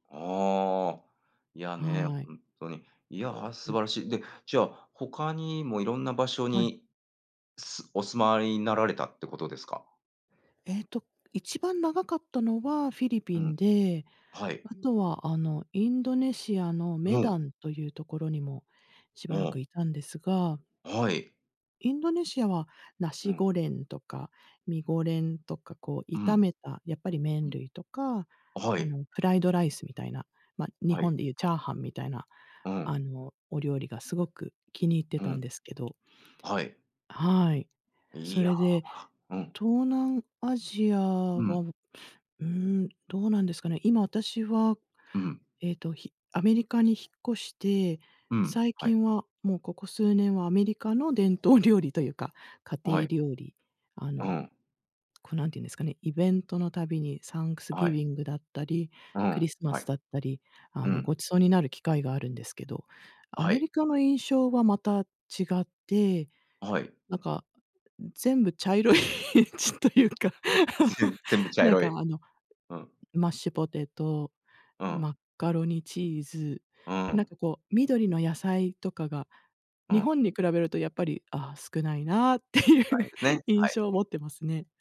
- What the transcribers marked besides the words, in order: sniff; laughing while speaking: "伝統料理というか"; in English: "サンクスギビング"; laughing while speaking: "なんか全部茶色いちというか"; laugh; laughing while speaking: "少ないなっていう印象持ってますね"
- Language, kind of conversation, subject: Japanese, unstructured, あなたの地域の伝統的な料理は何ですか？
- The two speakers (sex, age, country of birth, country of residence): female, 50-54, Japan, United States; male, 45-49, Japan, United States